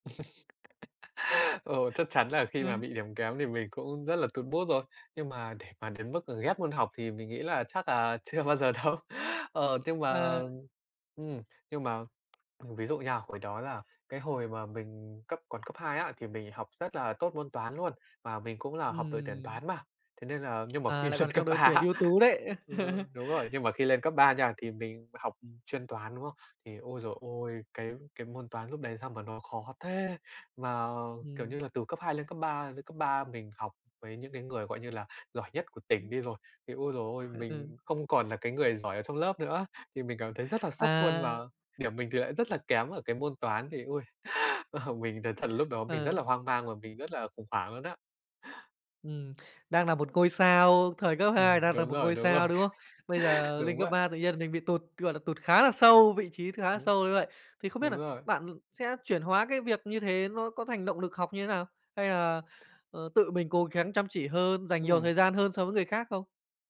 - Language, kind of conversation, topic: Vietnamese, podcast, Bạn bắt đầu yêu thích việc học từ khi nào và vì sao?
- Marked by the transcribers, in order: laugh; in English: "mood"; laughing while speaking: "chưa bao giờ đâu"; tsk; lip smack; laughing while speaking: "lên cấp ba á"; other noise; tapping; laugh; laughing while speaking: "ờ"; chuckle; unintelligible speech; other background noise